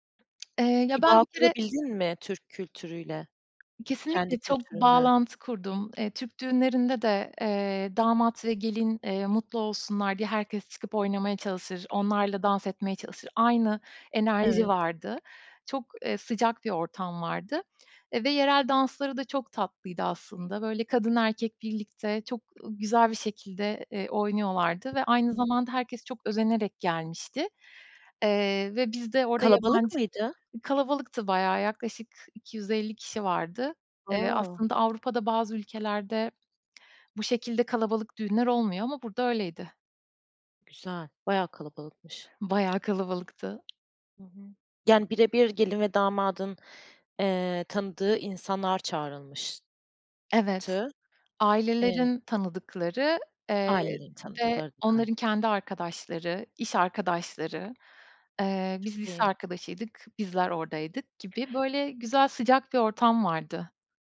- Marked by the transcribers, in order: other background noise; tapping
- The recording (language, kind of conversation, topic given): Turkish, podcast, En unutulmaz seyahatini nasıl geçirdin, biraz anlatır mısın?